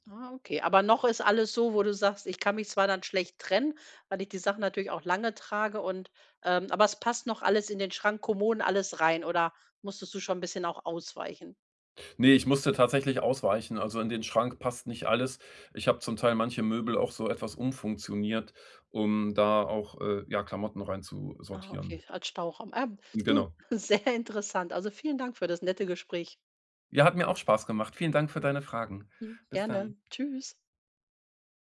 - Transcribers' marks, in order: laughing while speaking: "sehr interessant"; joyful: "Ja, hat mir auch Spaß … Fragen. Bis dann"
- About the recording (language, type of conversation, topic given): German, podcast, Wie findest du deinen persönlichen Stil, der wirklich zu dir passt?